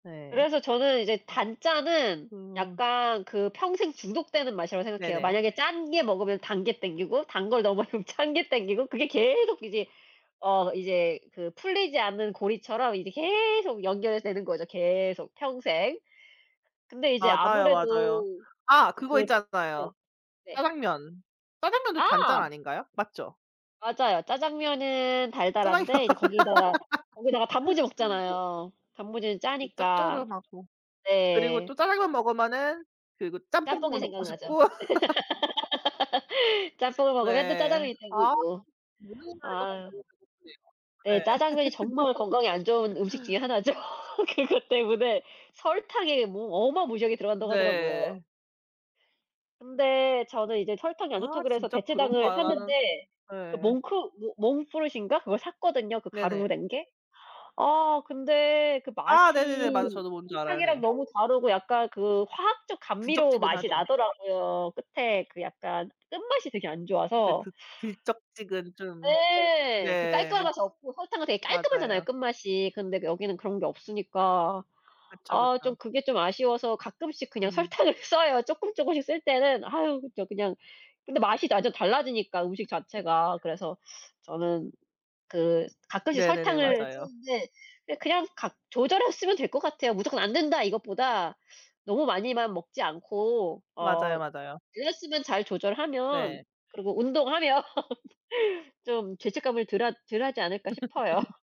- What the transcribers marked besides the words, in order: laughing while speaking: "너무 많이 먹으면"; other background noise; laughing while speaking: "짜장면"; laugh; laugh; unintelligible speech; laugh; laughing while speaking: "하나죠. 그것 때문에"; laughing while speaking: "설탕을 써요"; laugh; laughing while speaking: "운동하면"; laugh; laugh; tapping
- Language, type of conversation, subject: Korean, unstructured, 단맛과 짠맛 중 어떤 맛을 더 좋아하시나요?